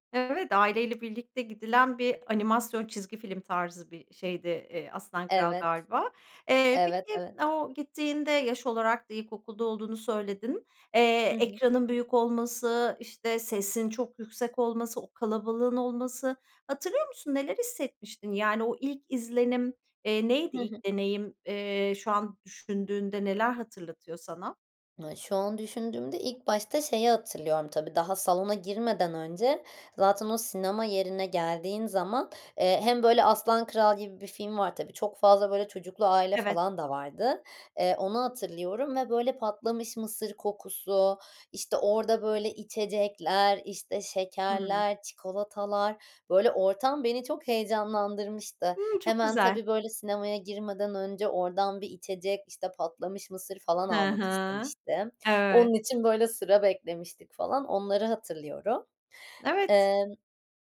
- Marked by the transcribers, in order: other background noise
- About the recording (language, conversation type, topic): Turkish, podcast, Unutamadığın en etkileyici sinema deneyimini anlatır mısın?